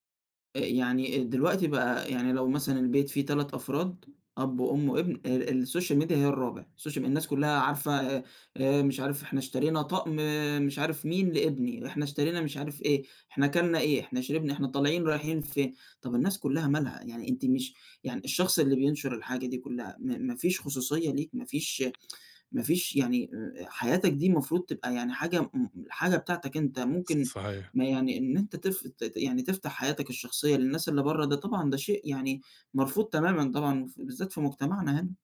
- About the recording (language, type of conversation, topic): Arabic, podcast, إزاي تحمي خصوصيتك على السوشيال ميديا؟
- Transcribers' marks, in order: in English: "الSocial Media"; in English: "الSocial"; tapping; tsk